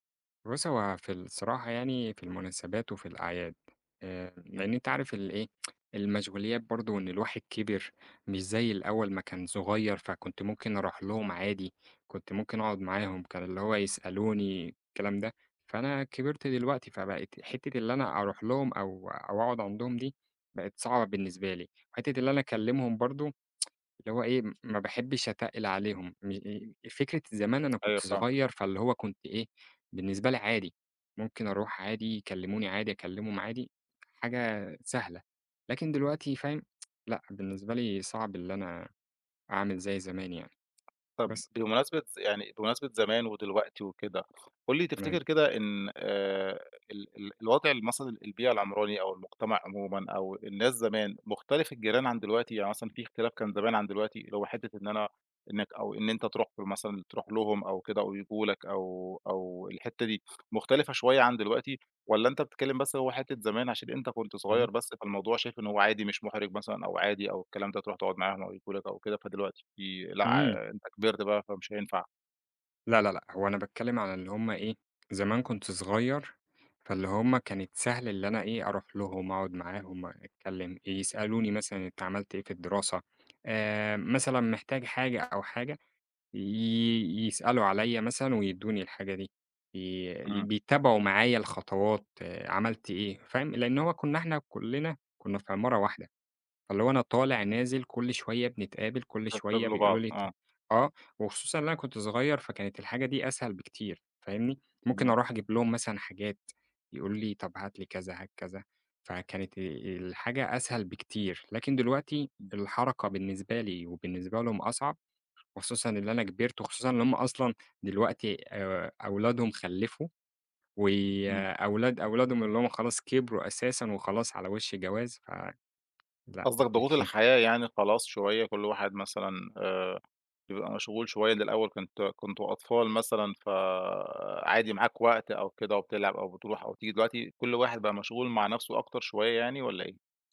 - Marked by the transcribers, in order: tsk; tsk; tsk; tapping; laughing while speaking: "الدنيا"
- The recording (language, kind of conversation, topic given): Arabic, podcast, إيه أهم صفات الجار الكويس من وجهة نظرك؟